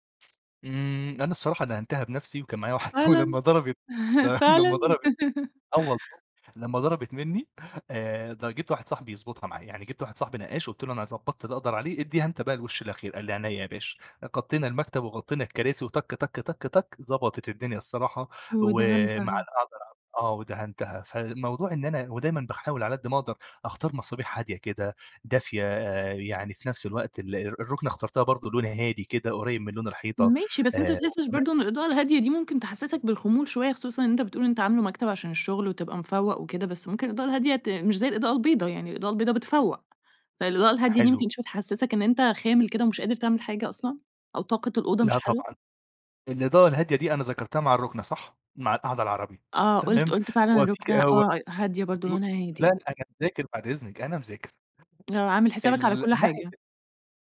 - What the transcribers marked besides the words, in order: laughing while speaking: "واحد صاحبي، لمّا ضربت لمّا ضربت"; chuckle; laugh; tapping; unintelligible speech
- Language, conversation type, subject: Arabic, podcast, إزاي تغيّر شكل قوضتك بسرعة ومن غير ما تصرف كتير؟